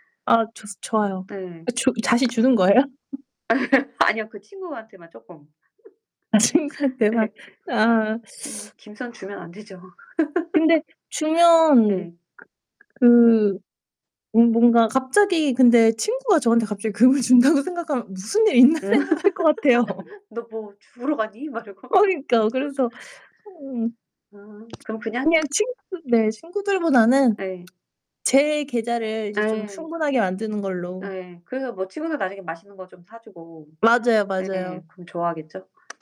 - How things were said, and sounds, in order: other background noise; laugh; laughing while speaking: "아 친구한테 막"; laugh; tapping; laugh; laughing while speaking: "금을 준다고"; laughing while speaking: "있나?' 생각할 것 같아요"; laugh; laugh; distorted speech
- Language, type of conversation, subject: Korean, unstructured, 만약 우리가 투명 인간이 된다면 어떤 장난을 치고 싶으신가요?